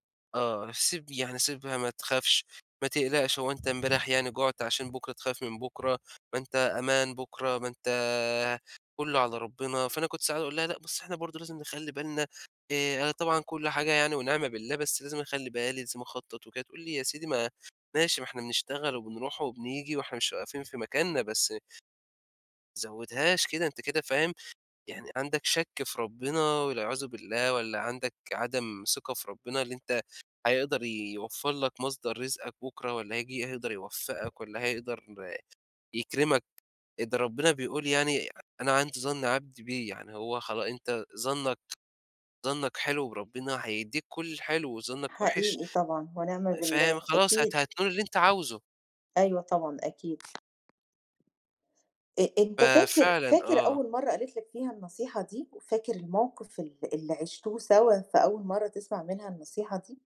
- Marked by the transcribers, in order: tapping
- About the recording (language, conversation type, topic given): Arabic, podcast, إيه نصيحة من أبوك أو أمك لسه فاكرها وبتطبّقها لحد دلوقتي؟